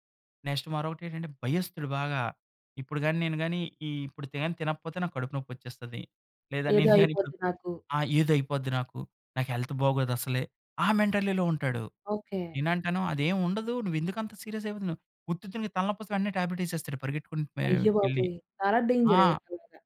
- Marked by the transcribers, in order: in English: "నెక్స్ట్"; giggle; in English: "హెల్త్"; in English: "మెంటాలిటీలో"; in English: "సీరియస్"; in English: "టాబ్లెట్"; in English: "డేంజర్"
- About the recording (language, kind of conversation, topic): Telugu, podcast, స్థానికులతో స్నేహం ఎలా మొదలైంది?